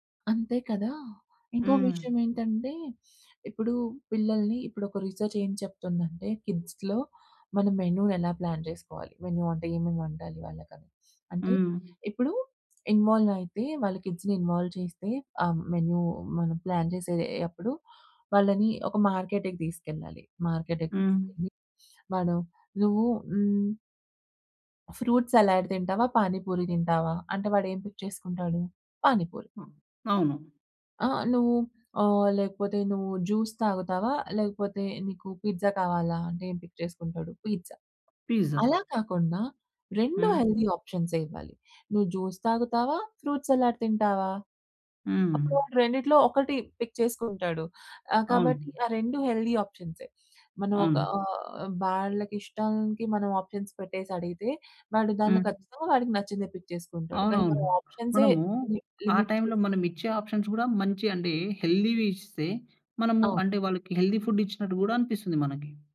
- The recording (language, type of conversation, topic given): Telugu, podcast, పికీగా తినేవారికి భోజనాన్ని ఎలా సరిపోయేలా మార్చాలి?
- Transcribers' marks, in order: in English: "కిడ్స్‌లో"; in English: "మెను"; in English: "ప్లాన్"; in English: "మెను"; other background noise; in English: "కిడ్స్‌ని ఇన్వాల్వ్"; in English: "మెను"; in English: "ప్లాన్"; in English: "మార్కెట్‌కి"; in English: "మార్కెట్‌కి"; in English: "ఫ్రూట్ సలాడ్"; in English: "పిక్"; in English: "పిజ్జా"; in English: "పిక్"; in English: "పీజ్జా"; in English: "హెల్తీ"; in English: "ఫ్రూట్ సలాడ్"; in English: "పిక్"; in English: "హెల్తీ"; in English: "ఆప్షన్స్"; in English: "పిక్"; in English: "ఆప్షన్స్"; in English: "హెల్తీవి"; in English: "హెల్తీ ఫుడ్"